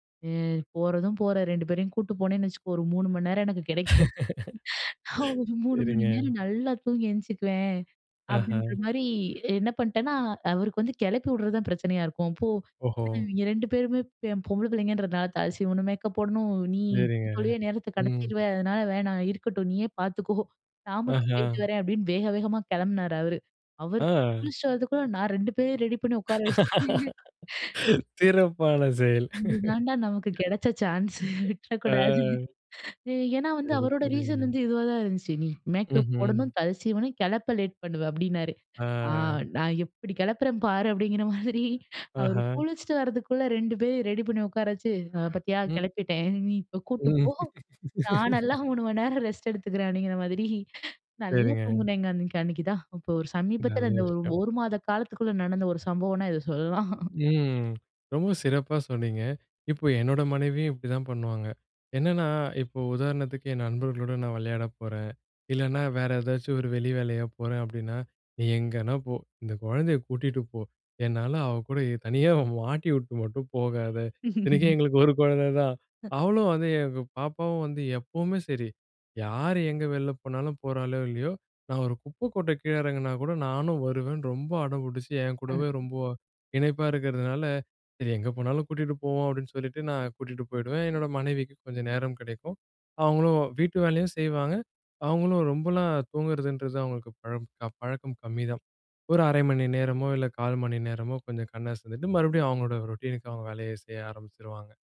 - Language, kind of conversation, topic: Tamil, podcast, மனஅழுத்தமான ஒரு நாளுக்குப் பிறகு நீங்கள் என்ன செய்கிறீர்கள்?
- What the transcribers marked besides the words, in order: "மணி" said as "மண்"; laugh; inhale; laughing while speaking: "ஒரு மூணு மணி"; other background noise; tapping; wind; laughing while speaking: "பாத்துக்கோ"; put-on voice: "மட்டும்"; laugh; laughing while speaking: "சிறப்பான செயல்"; laugh; other noise; laugh; laughing while speaking: "சான்ஸு விட்டுறக்கூடாது"; inhale; put-on voice: "போடணும்"; put-on voice: "ஆ"; laughing while speaking: "மாதிரி"; "மணி" said as "மண்"; laugh; inhale; laughing while speaking: "சொல்லலாம்"; laughing while speaking: "கொழந்த தான்"; laugh; inhale